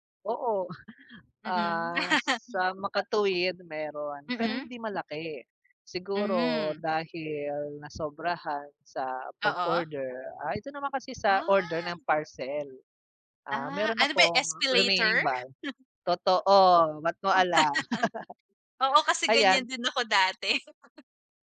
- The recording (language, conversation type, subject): Filipino, unstructured, Paano mo nilalaan ang buwanang badyet mo, at ano ang mga simpleng paraan para makapag-ipon araw-araw?
- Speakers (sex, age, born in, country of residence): female, 25-29, Philippines, Philippines; male, 25-29, Philippines, Philippines
- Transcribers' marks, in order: chuckle; other background noise; tapping; chuckle; laugh; chuckle